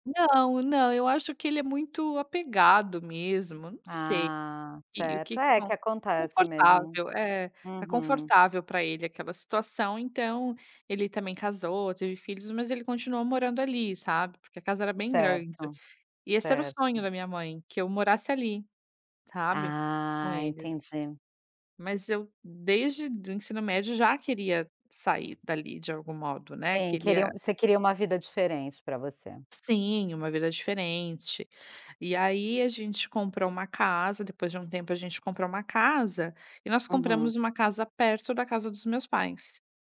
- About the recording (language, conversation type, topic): Portuguese, podcast, Como foi sair da casa dos seus pais pela primeira vez?
- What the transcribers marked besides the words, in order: tapping